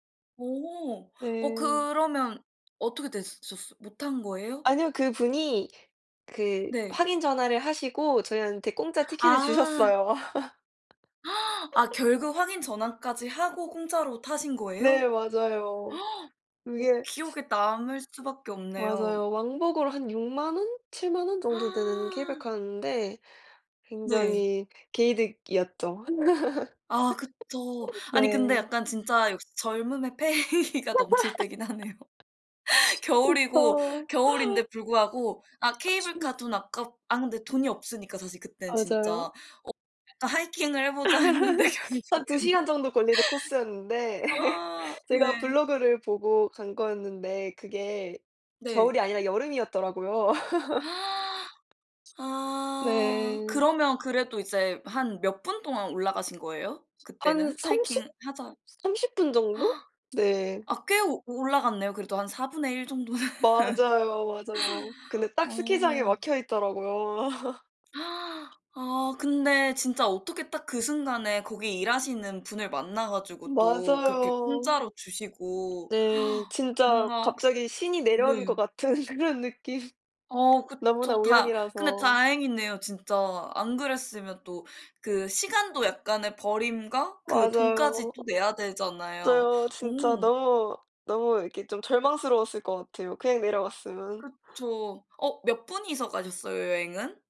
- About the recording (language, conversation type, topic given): Korean, unstructured, 여행에서 가장 기억에 남는 순간은 언제였나요?
- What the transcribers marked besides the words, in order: laughing while speaking: "주셨어요"; gasp; laugh; gasp; gasp; laugh; laughing while speaking: "패기가 넘칠 때긴 하네요"; laugh; laughing while speaking: "그쵸"; unintelligible speech; laugh; laughing while speaking: "했는데 결국에는"; laugh; gasp; laugh; other background noise; gasp; laughing while speaking: "정도는"; gasp; laugh; laughing while speaking: "같은 그런 느낌"